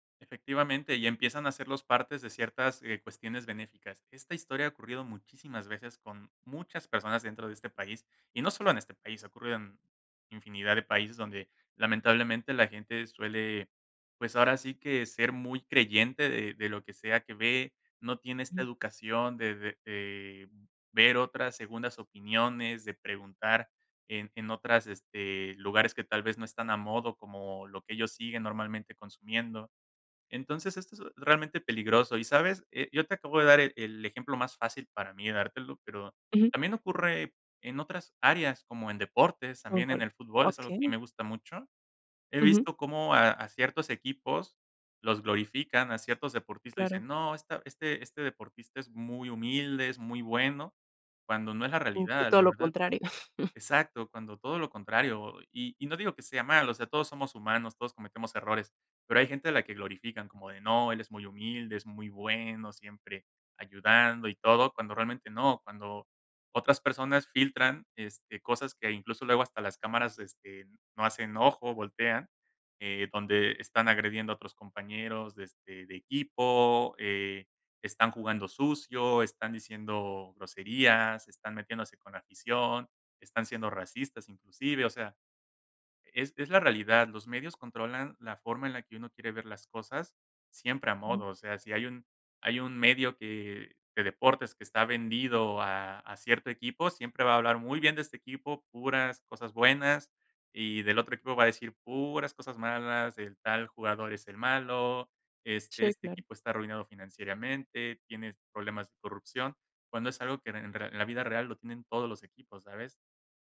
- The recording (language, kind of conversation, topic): Spanish, podcast, ¿Qué papel tienen los medios en la creación de héroes y villanos?
- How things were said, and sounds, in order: other background noise; tapping; chuckle